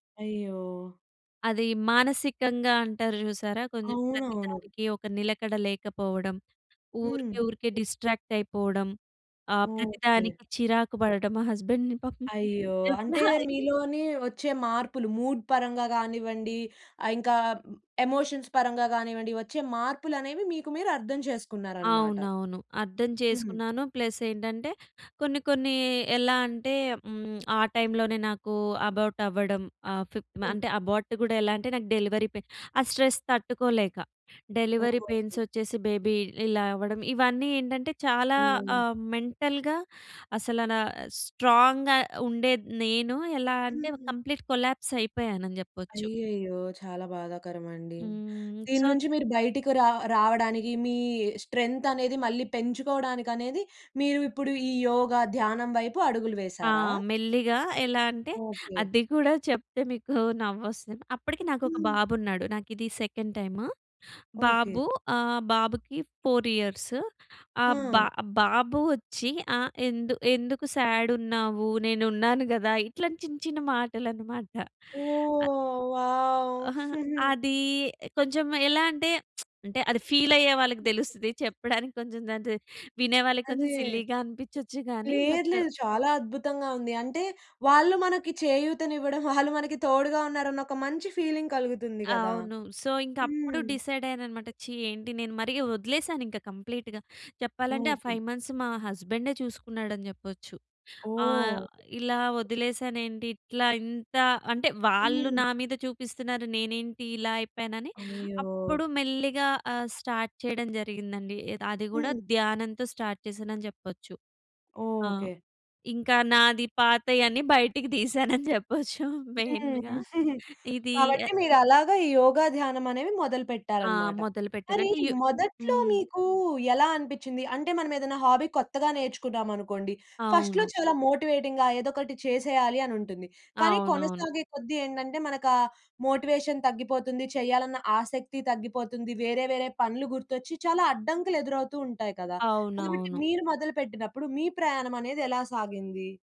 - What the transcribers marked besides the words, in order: in English: "డిస్ట్రాక్ట్"; in English: "హస్బాండ్‌ని"; unintelligible speech; in English: "మూడ్"; in English: "ఎమోషన్స్"; in English: "ప్లస్"; in English: "అబార్ట్"; in English: "అబార్ట్"; in English: "డెలివరీ పెయిన్"; in English: "స్ట్రెస్"; in English: "డెలివరీ పెయిన్స్"; other noise; in English: "బేబీ"; in English: "మెంటల్‌గా"; in English: "స్ట్రాంగ్‌గా"; in English: "కంప్లీట్ కొలాప్స్"; sad: "అయ్యయ్యో! చాలా బాధాకరమండి"; in English: "సో"; in English: "స్ట్రెంత్"; in English: "సెకండ్"; in English: "ఫోర్ ఇ‌యర్స్"; giggle; in English: "వావ్!"; chuckle; lip smack; in English: "ఫీల్"; unintelligible speech; giggle; in English: "సిల్లీగా"; in English: "బట్"; in English: "ఫీలింగ్"; in English: "సో"; in English: "డిసైడ్"; in English: "కంప్లీట్‌గా"; in English: "ఫైవ్ మంత్స్"; in English: "స్టార్ట్"; in English: "స్టార్ట్"; laughing while speaking: "తీశానని చెప్పొచ్చు మెయిన్‌గా"; chuckle; in English: "మెయిన్‌గా"; in English: "హాబీ"; in English: "ఫస్ట్‌లో"; in English: "మోటివేటింగ్‌గా"; in English: "మోటివేషన్"
- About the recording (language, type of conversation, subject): Telugu, podcast, ఈ హాబీని మొదలుపెట్టడానికి మీరు సూచించే దశలు ఏవి?